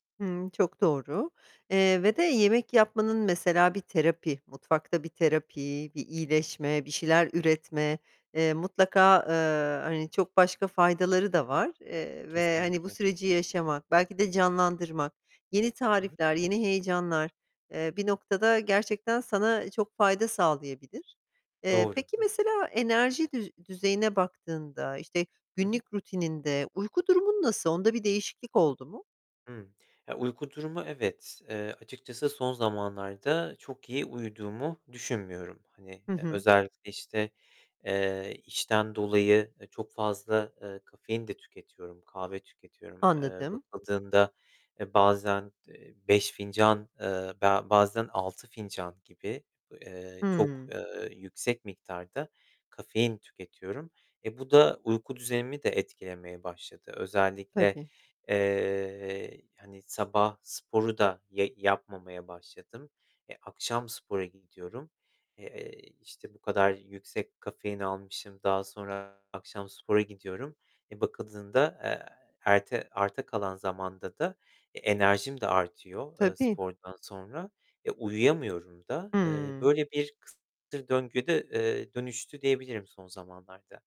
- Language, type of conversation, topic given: Turkish, advice, Hobilerinizden keyif alamamanız ve ilginizi kaybetmeniz hakkında ne hissediyorsunuz?
- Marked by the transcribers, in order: tapping; other background noise; distorted speech